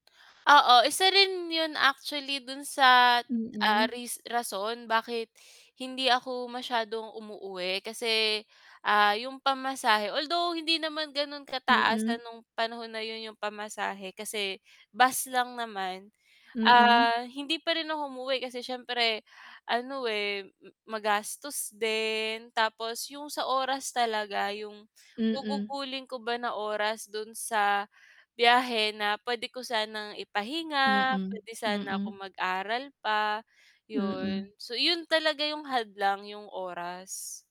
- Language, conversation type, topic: Filipino, podcast, Ano ang ginagampanang papel ng pamilya mo sa edukasyon mo?
- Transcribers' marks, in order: none